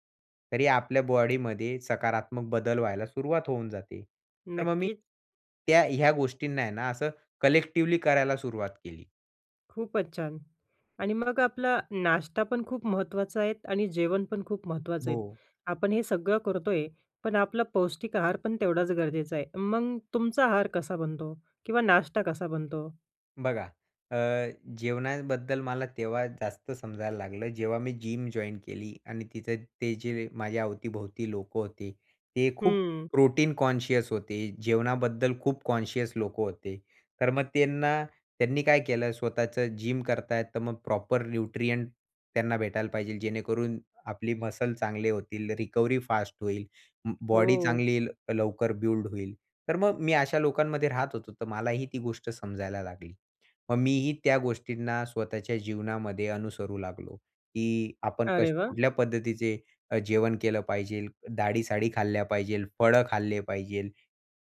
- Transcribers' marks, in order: tapping; in English: "कलेक्टिव्हली"; other background noise; in English: "जिम जॉइन्ड"; in English: "कॉन्शियस"; in English: "कॉन्शियस"; in English: "जिम"; in English: "प्रॉपर न्यूट्रिएंट"; in English: "मसल्स"; in English: "रिकव्हरी फास्ट"
- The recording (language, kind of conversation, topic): Marathi, podcast, सकाळी ऊर्जा वाढवण्यासाठी तुमची दिनचर्या काय आहे?